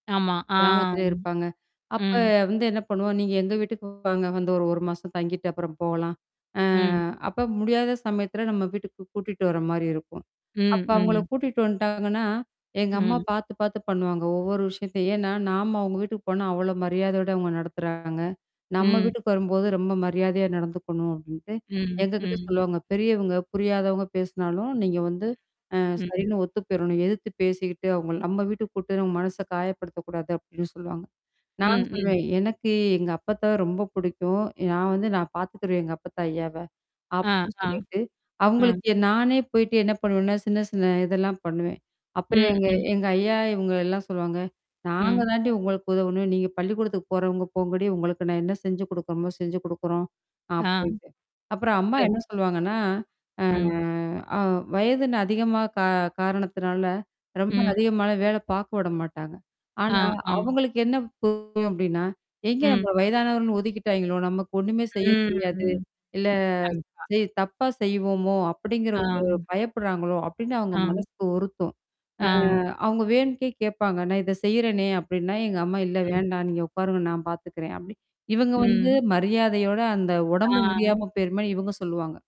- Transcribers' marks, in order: other background noise; static; distorted speech; mechanical hum; drawn out: "அ"; "புரியும்" said as "பொ"; "வேணும்னுட்டே" said as "வேணட்டே"; drawn out: "ம்"
- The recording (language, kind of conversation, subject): Tamil, podcast, பாட்டி தாத்தா வீட்டுக்கு வந்து வீட்டுப்பணி அல்லது குழந்தைப் பராமரிப்பில் உதவச் சொன்னால், அதை நீங்கள் எப்படி ஏற்றுக்கொள்வீர்கள்?